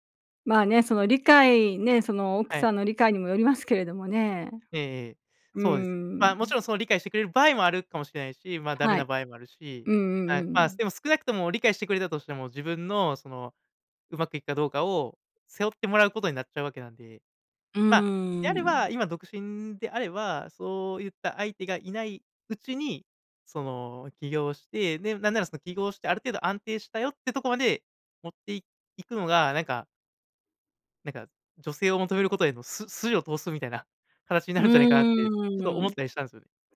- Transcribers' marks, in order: other background noise
- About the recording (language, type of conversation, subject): Japanese, advice, 起業すべきか、それとも安定した仕事を続けるべきかをどのように判断すればよいですか？